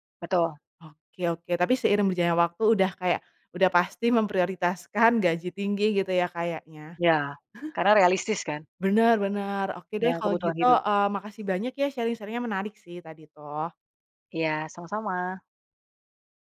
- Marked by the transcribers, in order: chuckle; in English: "sharing-sharing-nya"
- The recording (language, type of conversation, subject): Indonesian, podcast, Bagaimana kamu memilih antara gaji tinggi dan pekerjaan yang kamu sukai?